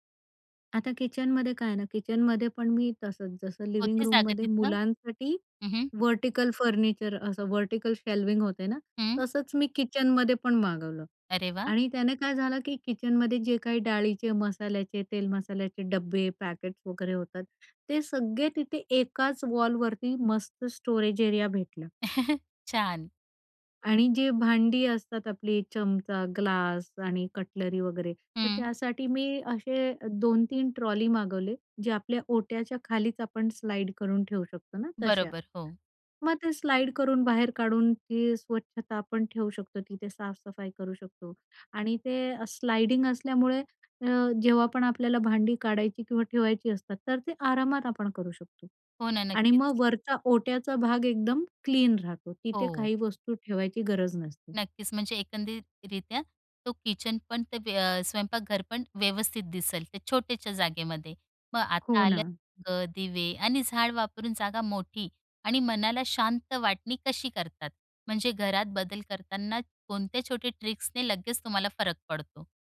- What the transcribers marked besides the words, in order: in English: "लिव्हिंग रूममध्ये"; in English: "व्हर्टिकल फर्निचर"; in English: "व्हर्टिकल शेल्व्हिंग"; in English: "वॉलवरती"; in English: "स्टोरेज एरिया"; chuckle; in English: "ट्रॉली"; in English: "स्लाईड"; in English: "स्लाईड"; in English: "स्लाईडिंग"; in English: "ट्रिक्सने"
- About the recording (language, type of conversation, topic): Marathi, podcast, लहान घरात तुम्ही घर कसं अधिक आरामदायी करता?